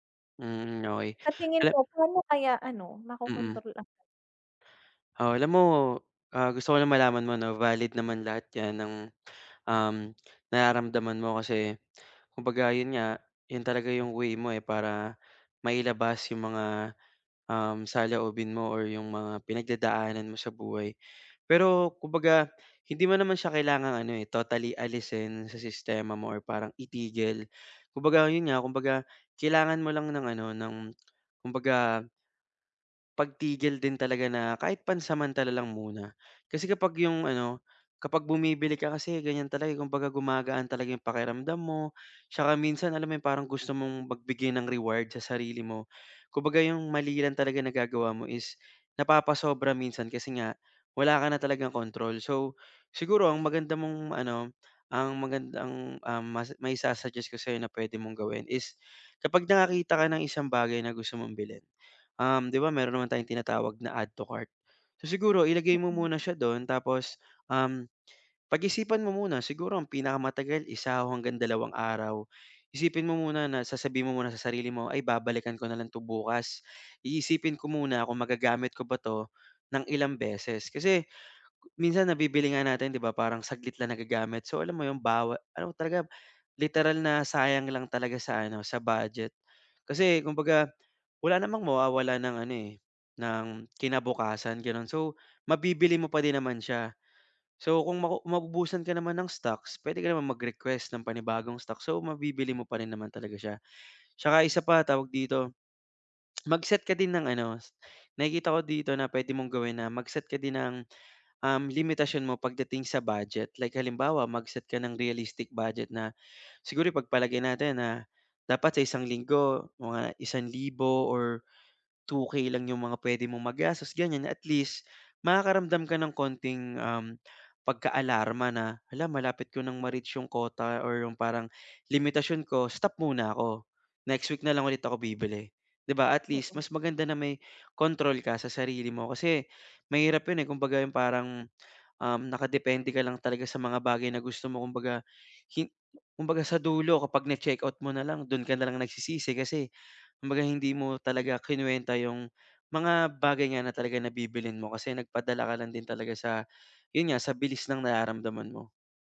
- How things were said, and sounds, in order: tsk
- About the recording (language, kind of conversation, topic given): Filipino, advice, Paano ko mapipigilan ang impulsibong pamimili sa araw-araw?